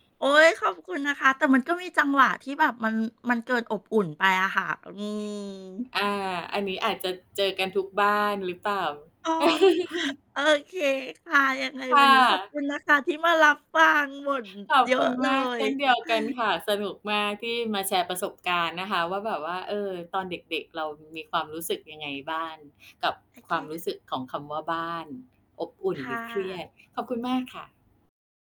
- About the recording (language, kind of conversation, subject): Thai, podcast, บ้านในวัยเด็กของคุณอบอุ่นหรือเครียดมากกว่ากัน?
- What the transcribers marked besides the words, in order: static; distorted speech; laugh; tapping; chuckle